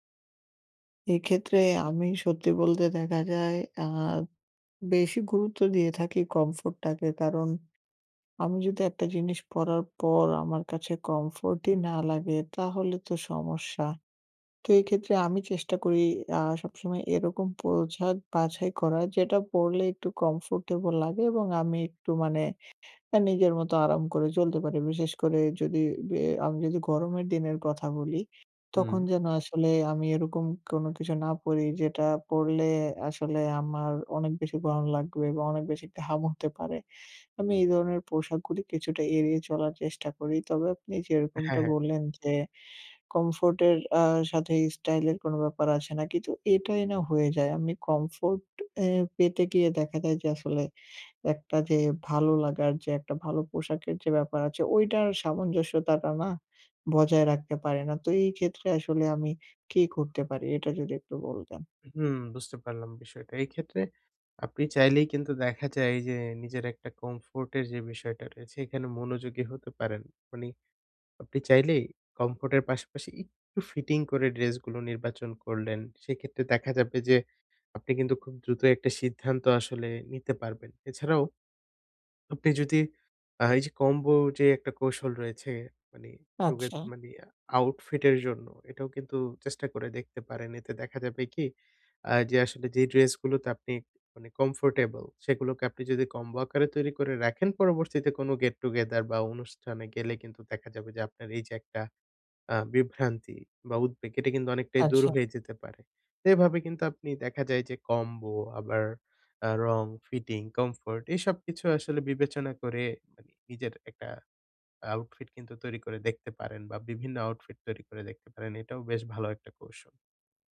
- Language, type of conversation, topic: Bengali, advice, দৈনন্দিন জীবন, অফিস এবং দিন-রাতের বিভিন্ন সময়ে দ্রুত ও সহজে পোশাক কীভাবে বেছে নিতে পারি?
- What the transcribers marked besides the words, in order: none